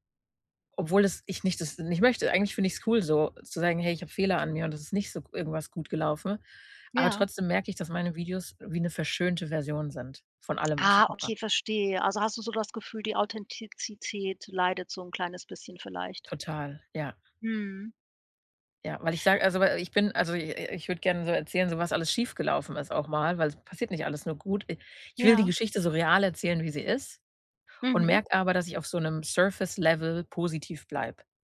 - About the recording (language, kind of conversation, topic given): German, advice, Wann fühlst du dich unsicher, deine Hobbys oder Interessen offen zu zeigen?
- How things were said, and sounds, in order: in English: "Surface-Level"